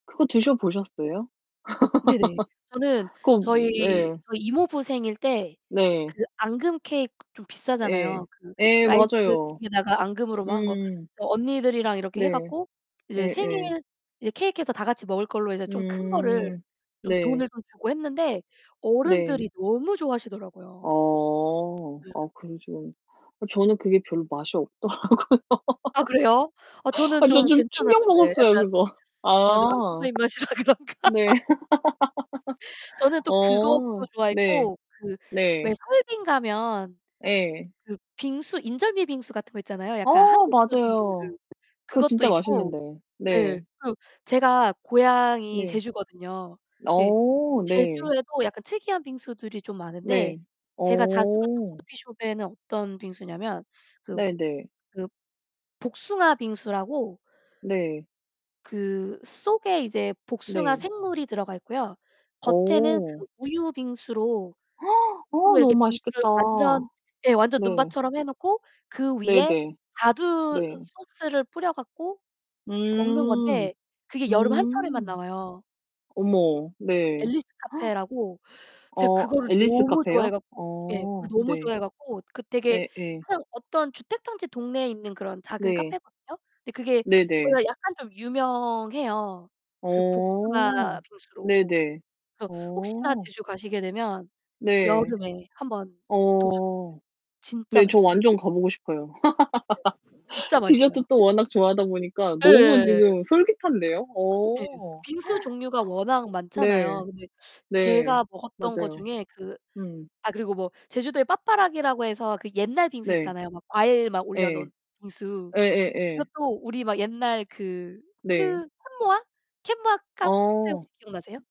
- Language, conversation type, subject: Korean, unstructured, 가장 기억에 남는 디저트 경험은 무엇인가요?
- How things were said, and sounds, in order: other background noise; laugh; distorted speech; laughing while speaking: "없더라고요"; laugh; laughing while speaking: "입맛이라 그런가?"; laughing while speaking: "네"; laugh; gasp; unintelligible speech; gasp; laugh; gasp; tapping